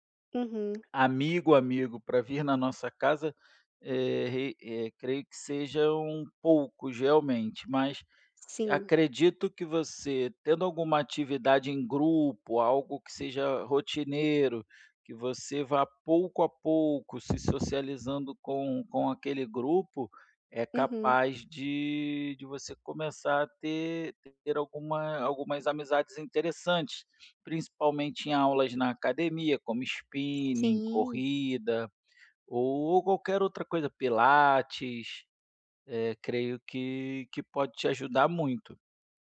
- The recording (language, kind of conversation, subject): Portuguese, advice, Como posso fazer amigos depois de me mudar para cá?
- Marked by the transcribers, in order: tapping; in English: "spinning"